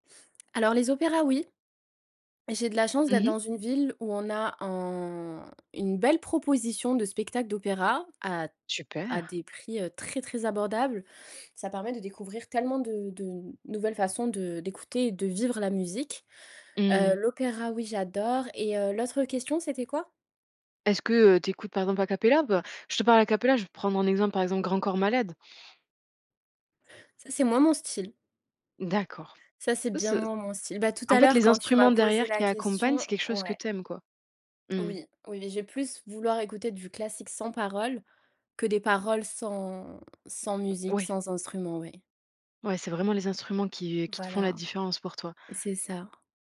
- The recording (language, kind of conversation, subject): French, podcast, Quelle découverte musicale a changé ta playlist ?
- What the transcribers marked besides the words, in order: drawn out: "un"; tapping